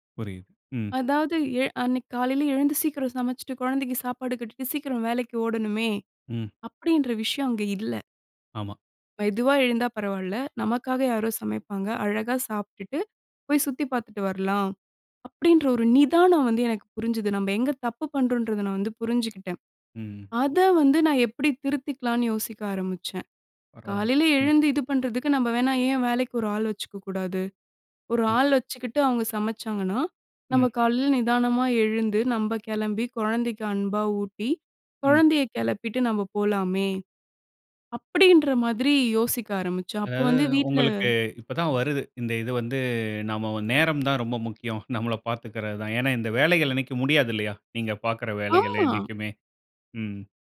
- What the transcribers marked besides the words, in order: other noise
- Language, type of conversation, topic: Tamil, podcast, பயணத்தில் நீங்கள் கற்றுக்கொண்ட முக்கியமான பாடம் என்ன?
- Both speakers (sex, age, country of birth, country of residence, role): female, 25-29, India, India, guest; male, 35-39, India, India, host